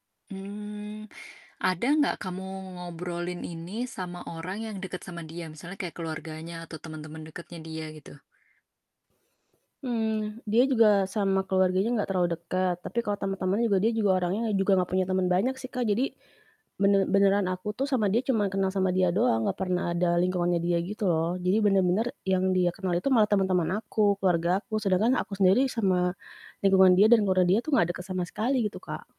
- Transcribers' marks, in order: tapping; static
- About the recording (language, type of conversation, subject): Indonesian, advice, Mengapa kamu takut mengakhiri hubungan meski kamu tidak bahagia karena khawatir merasa kesepian?
- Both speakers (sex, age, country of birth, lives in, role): female, 35-39, Indonesia, Indonesia, advisor; female, 35-39, Indonesia, Indonesia, user